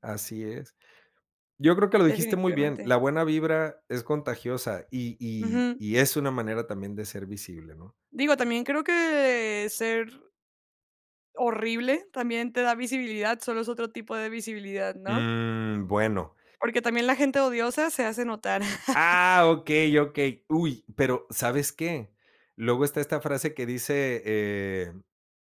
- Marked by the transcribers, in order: laugh
- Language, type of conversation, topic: Spanish, podcast, ¿Por qué crees que la visibilidad es importante?